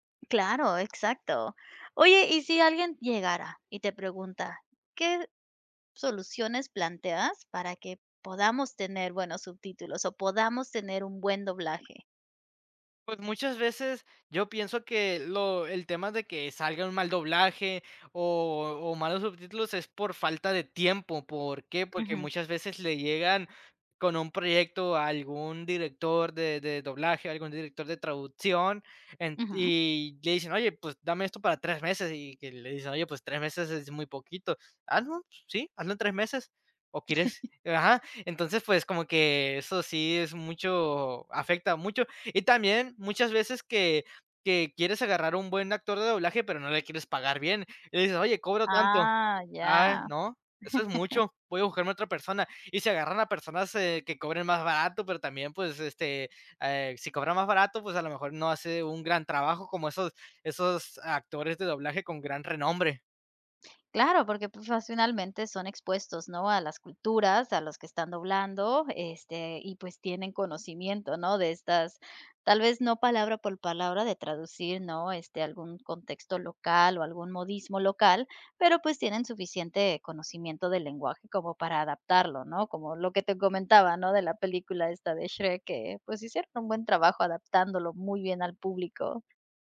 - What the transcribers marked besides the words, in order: chuckle; chuckle; "por" said as "pol"
- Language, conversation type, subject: Spanish, podcast, ¿Cómo afectan los subtítulos y el doblaje a una serie?